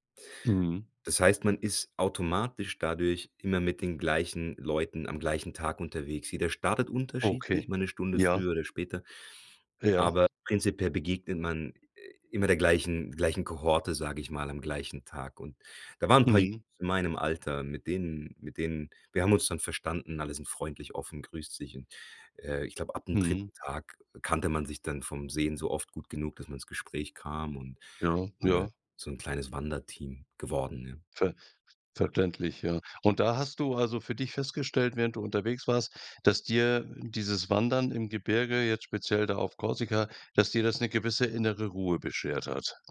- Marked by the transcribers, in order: other noise; unintelligible speech; other background noise
- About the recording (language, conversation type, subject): German, podcast, Welcher Ort hat dir innere Ruhe geschenkt?